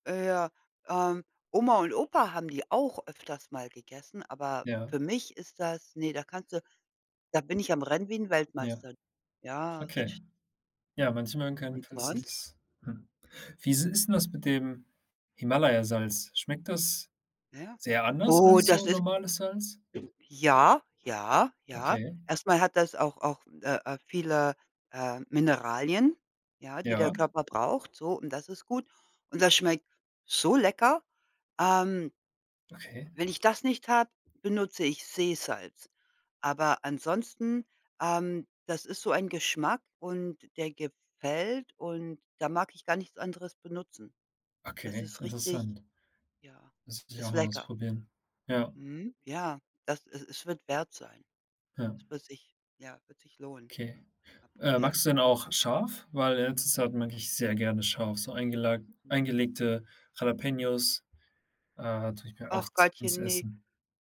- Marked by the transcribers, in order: other background noise; tapping
- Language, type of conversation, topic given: German, unstructured, Was macht ein Gericht für dich besonders lecker?